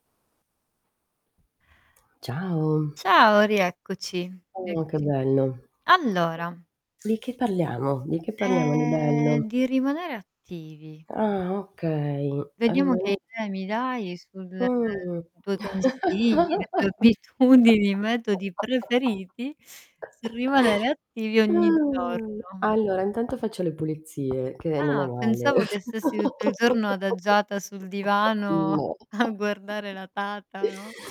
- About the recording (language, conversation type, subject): Italian, unstructured, Qual è il tuo modo preferito per rimanere fisicamente attivo ogni giorno?
- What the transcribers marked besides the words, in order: static; tapping; other background noise; distorted speech; drawn out: "Ehm"; laugh; laughing while speaking: "abitudini"; laugh; laughing while speaking: "a"; laugh